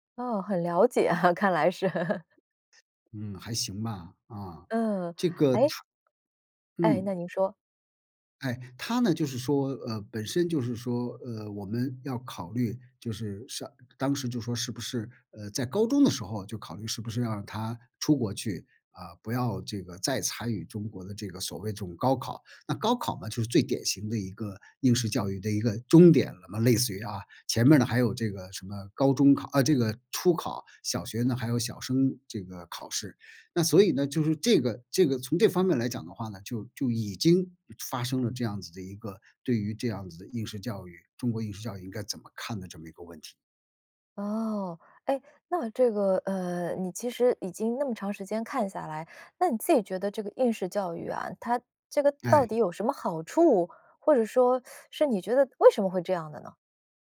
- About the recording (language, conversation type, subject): Chinese, podcast, 你怎么看待当前的应试教育现象？
- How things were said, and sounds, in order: laughing while speaking: "啊，看来是"; chuckle; teeth sucking